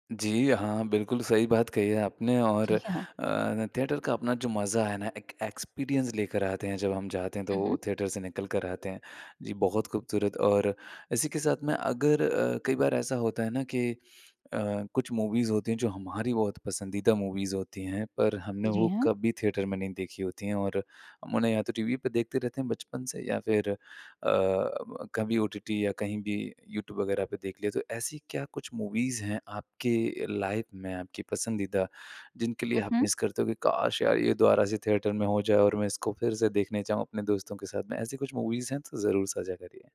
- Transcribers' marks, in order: in English: "थिएटर"; in English: "एक्सपीरियंस"; in English: "थिएटर"; in English: "मूवीज़"; in English: "मूवीज़"; in English: "थिएटर"; in English: "ओटीटी"; in English: "मूवीज़"; in English: "लाइफ़"; in English: "मिस"; in English: "थिएटर"; in English: "मूवीज़"
- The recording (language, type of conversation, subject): Hindi, podcast, आप थिएटर में फिल्म देखना पसंद करेंगे या घर पर?